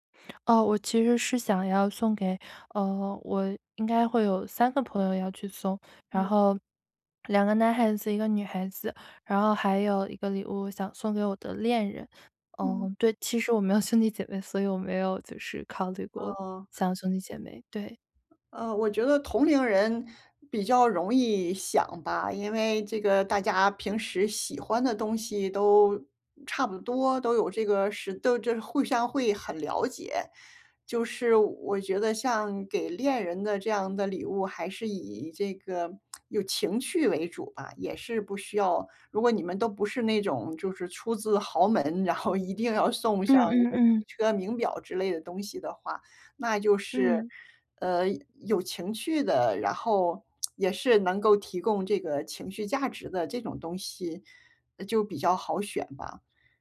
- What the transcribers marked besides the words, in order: laughing while speaking: "兄弟姐妹"; lip smack; lip smack
- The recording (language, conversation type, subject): Chinese, advice, 我怎样才能找到适合别人的礼物？